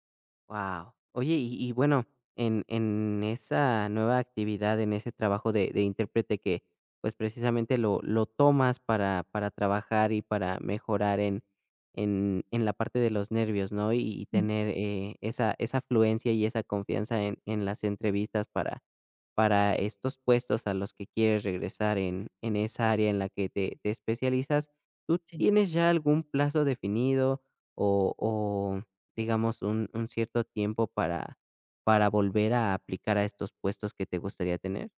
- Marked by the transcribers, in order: none
- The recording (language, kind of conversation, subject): Spanish, advice, Miedo a dejar una vida conocida